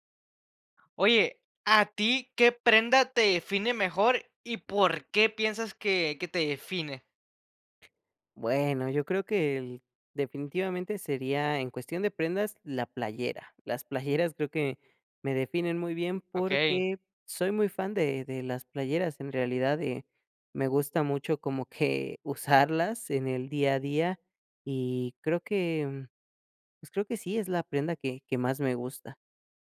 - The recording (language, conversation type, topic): Spanish, podcast, ¿Qué prenda te define mejor y por qué?
- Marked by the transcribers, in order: none